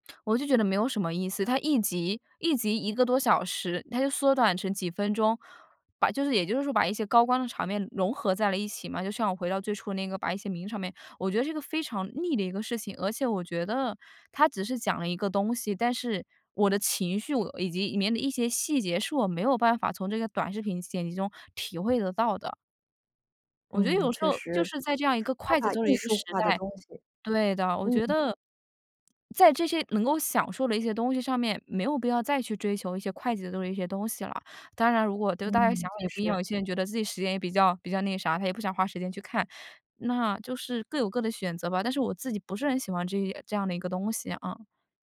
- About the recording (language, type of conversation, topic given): Chinese, podcast, 为什么短视频剪辑会影响观剧期待？
- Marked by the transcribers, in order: other noise; other background noise; tapping